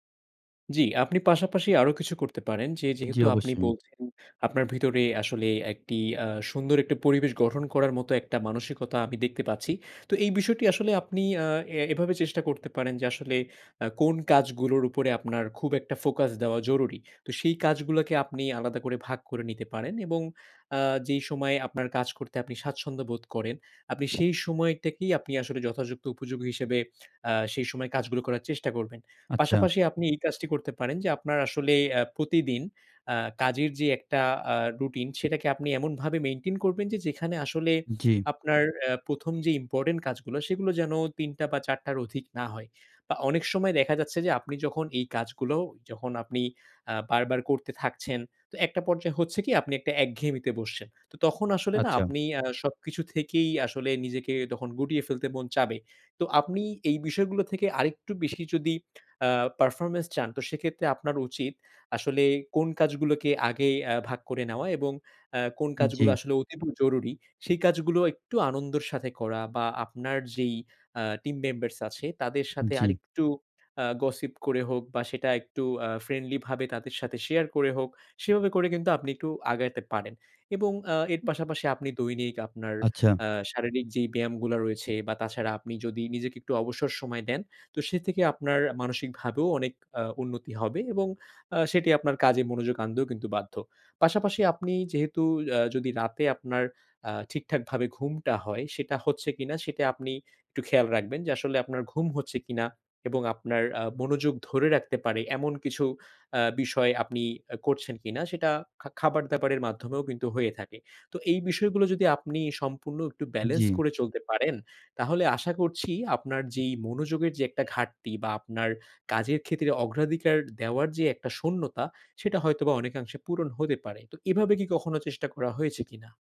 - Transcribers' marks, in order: in English: "maintain"; alarm; in English: "team members"; in English: "gossip"; in English: "friendly"; tapping; "আনতেও" said as "আন্দেও"; horn
- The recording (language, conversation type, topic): Bengali, advice, কাজের অগ্রাধিকার ঠিক করা যায় না, সময় বিভক্ত হয়